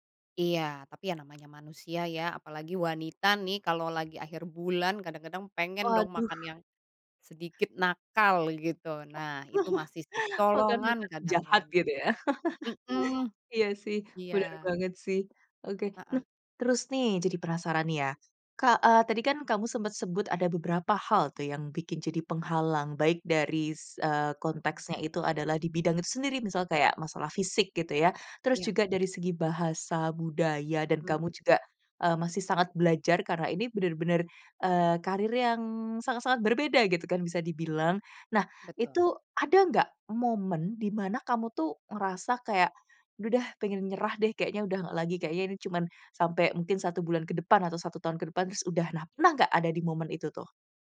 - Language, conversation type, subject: Indonesian, podcast, Bagaimana cara kamu mengatasi rasa takut saat ingin pindah karier?
- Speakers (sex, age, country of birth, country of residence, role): female, 25-29, Indonesia, Indonesia, host; female, 35-39, Indonesia, Germany, guest
- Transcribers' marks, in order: chuckle; laughing while speaking: "ya"